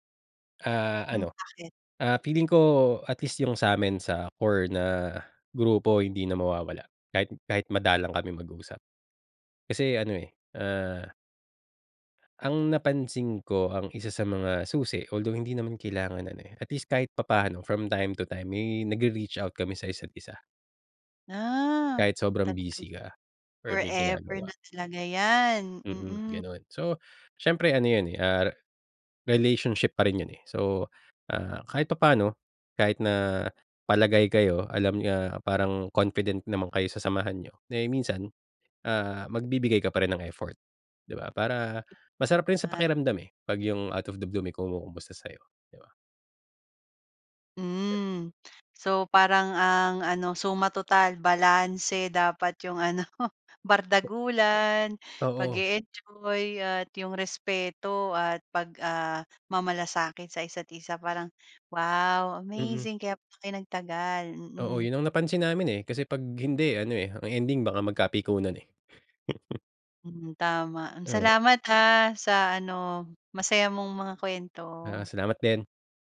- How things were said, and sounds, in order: in English: "core"; in English: "from time to time"; in English: "nagre-reach out"; in English: "out of the blue"; laughing while speaking: "ano, bardagulan"; other noise; laugh
- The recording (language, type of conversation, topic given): Filipino, podcast, Paano mo pinagyayaman ang matagal na pagkakaibigan?